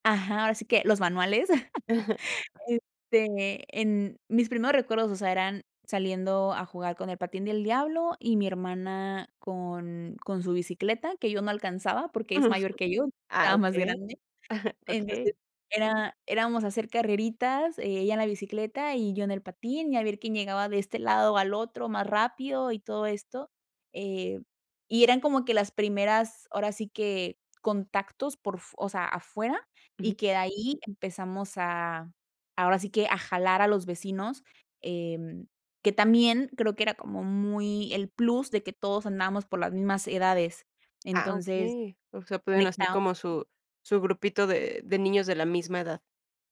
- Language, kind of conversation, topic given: Spanish, podcast, ¿Qué aventuras al aire libre recuerdas de cuando eras pequeño?
- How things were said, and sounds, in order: chuckle; laugh; chuckle